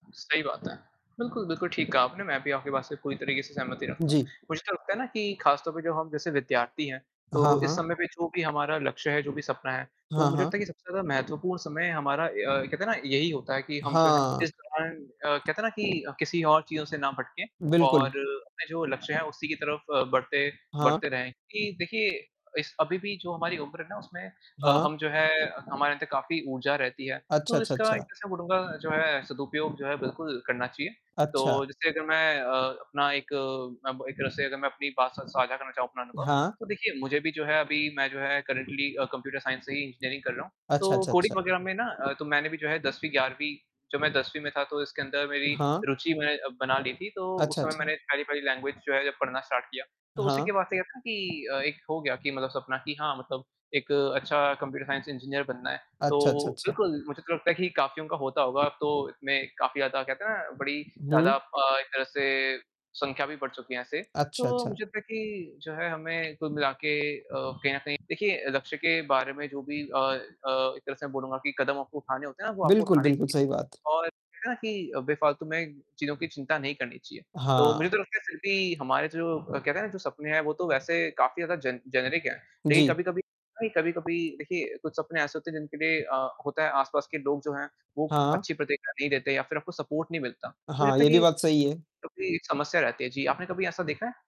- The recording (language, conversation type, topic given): Hindi, unstructured, तुम्हारे भविष्य के सपने क्या हैं?
- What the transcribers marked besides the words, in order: distorted speech; other background noise; tapping; in English: "करंटली"; in English: "कोडिंग"; in English: "लैंग्वेज"; in English: "स्टार्ट"; laughing while speaking: "कि"; in English: "जेन जेनरिक"; unintelligible speech; in English: "सपोर्ट"